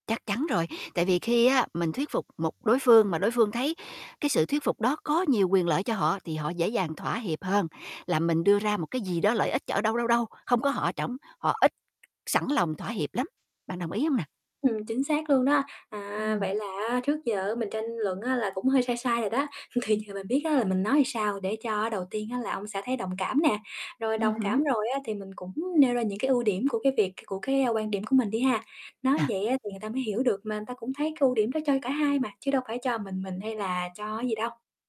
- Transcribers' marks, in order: tapping; distorted speech; other animal sound; other background noise; "người" said as "ừn"
- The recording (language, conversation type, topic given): Vietnamese, advice, Hai bạn đang bất đồng như thế nào về việc có con hay không?